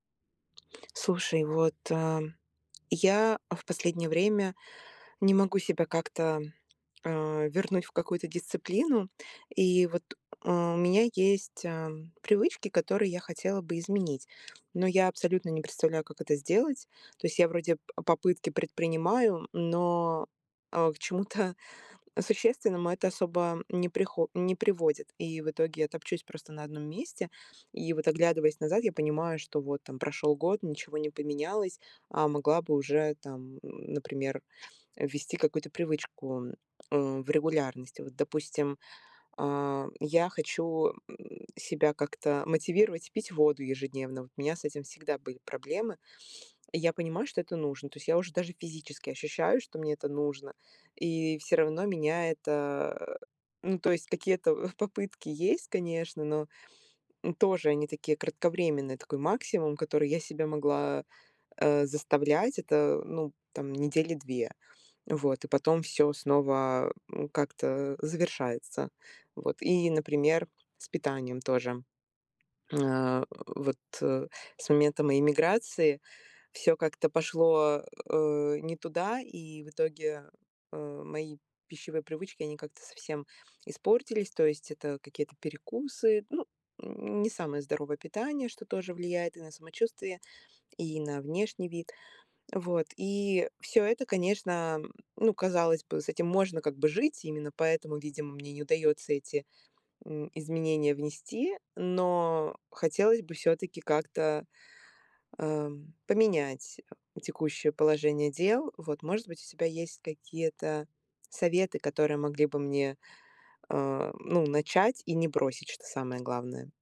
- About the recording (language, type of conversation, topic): Russian, advice, Как маленькие ежедневные шаги помогают добиться устойчивых изменений?
- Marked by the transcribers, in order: tapping; laughing while speaking: "чему-то"; sniff; chuckle; other background noise